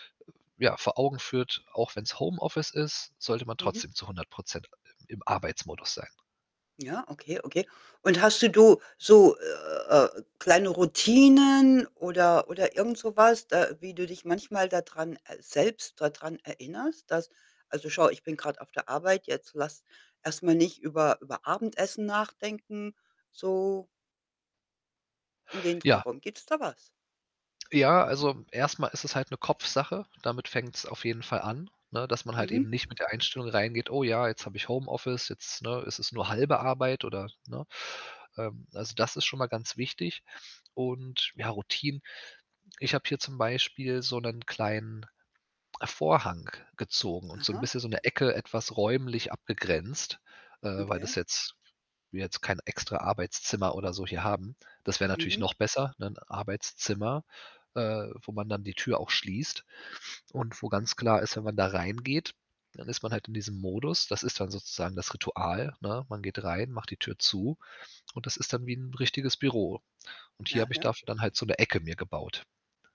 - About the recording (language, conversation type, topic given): German, podcast, Wie bewahrst du klare Grenzen zwischen Arbeit und Leben?
- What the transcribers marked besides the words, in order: static; other background noise; tapping